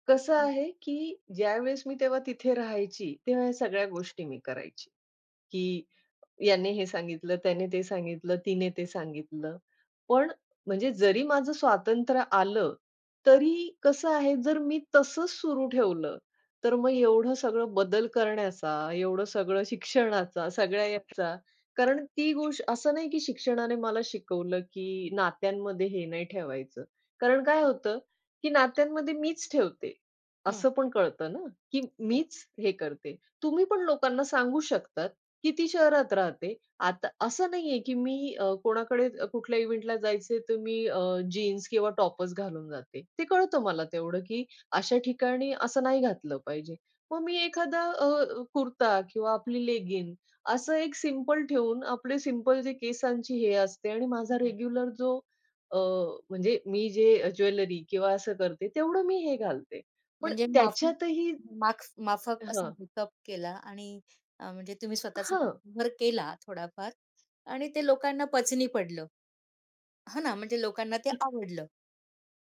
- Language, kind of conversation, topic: Marathi, podcast, कुटुंबातील अपेक्षा बदलत असताना तुम्ही ते कसे जुळवून घेतले?
- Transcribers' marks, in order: tapping; in English: "इव्हेंटला"; other background noise; in English: "रेग्युलर"; in English: "ज्वेलरी"; unintelligible speech